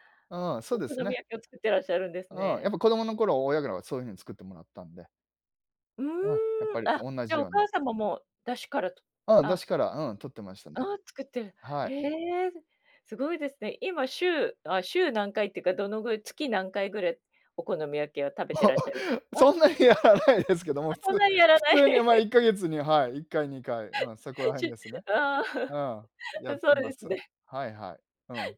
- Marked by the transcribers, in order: other noise; laugh; laughing while speaking: "そんなにやらないですけども、普通"; unintelligible speech; laugh; chuckle
- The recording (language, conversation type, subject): Japanese, podcast, 子どもの頃、いちばん印象に残っている食べ物の思い出は何ですか？